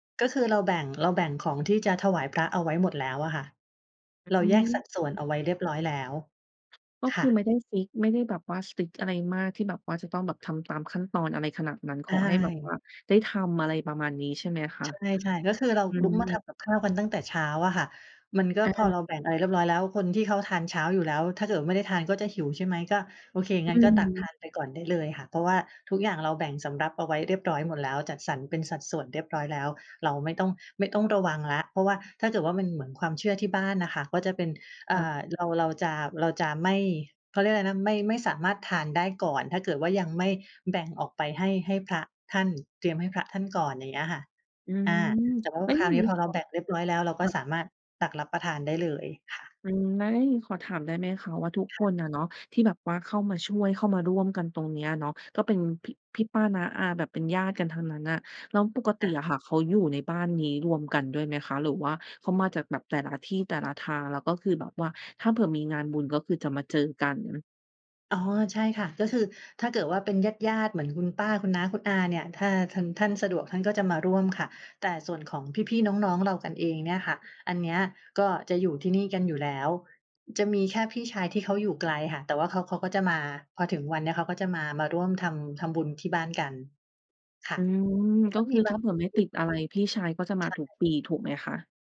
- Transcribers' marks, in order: other background noise; in English: "strict"; tapping; unintelligible speech; other noise
- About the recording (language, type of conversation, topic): Thai, podcast, คุณเคยทำบุญด้วยการถวายอาหาร หรือร่วมงานบุญที่มีการจัดสำรับอาหารบ้างไหม?